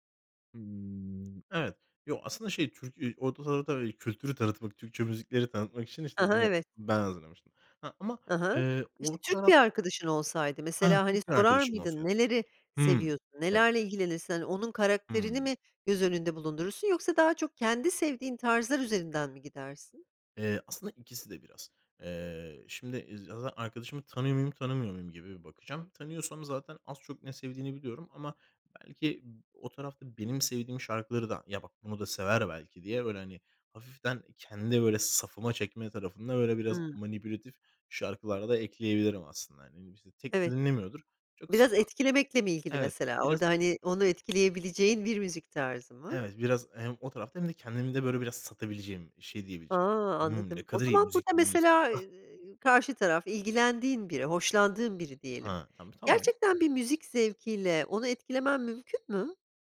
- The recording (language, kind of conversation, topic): Turkish, podcast, Birine müzik tanıtmak için çalma listesini nasıl hazırlarsın?
- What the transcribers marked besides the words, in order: other background noise; unintelligible speech; tapping; stressed: "ya bak bunu da sever belki"; unintelligible speech; chuckle